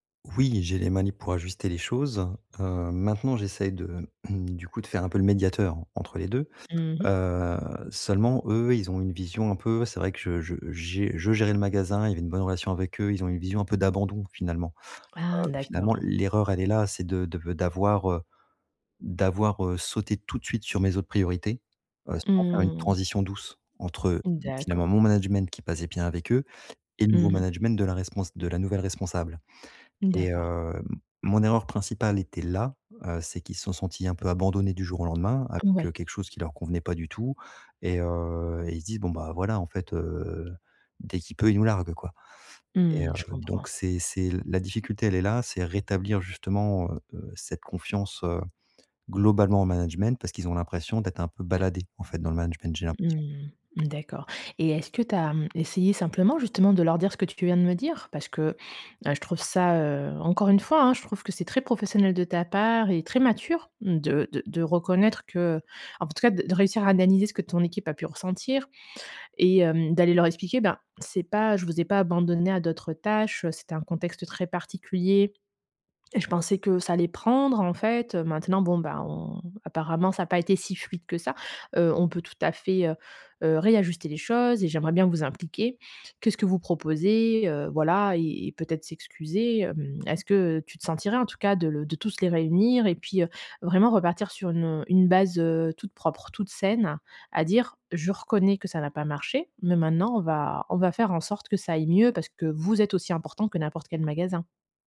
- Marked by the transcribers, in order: tapping; drawn out: "heu"; stressed: "vous"
- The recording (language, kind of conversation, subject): French, advice, Comment regagner la confiance de mon équipe après une erreur professionnelle ?